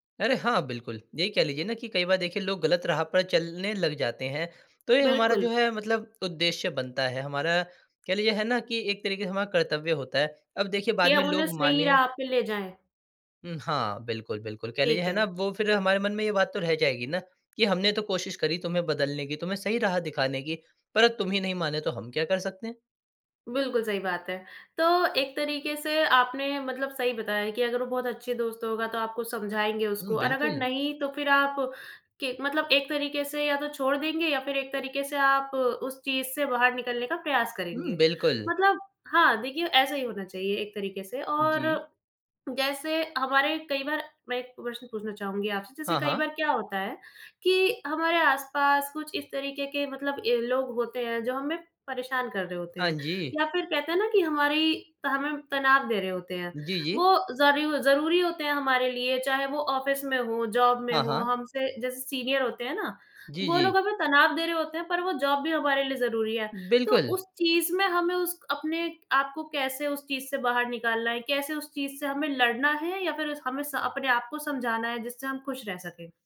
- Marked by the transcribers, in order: in English: "ऑफ़िस"; in English: "जॉब"; in English: "सीनियर"; in English: "जॉब"
- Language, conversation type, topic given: Hindi, podcast, खुशी और सफलता में तुम किसे प्राथमिकता देते हो?